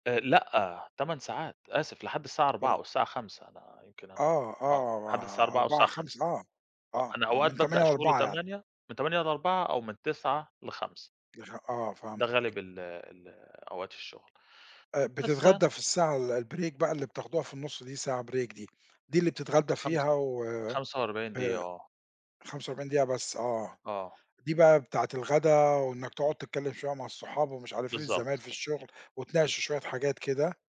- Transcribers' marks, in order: tapping; in English: "الbreak"; in English: "break"
- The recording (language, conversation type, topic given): Arabic, podcast, بتحكيلي عن يوم شغل عادي عندك؟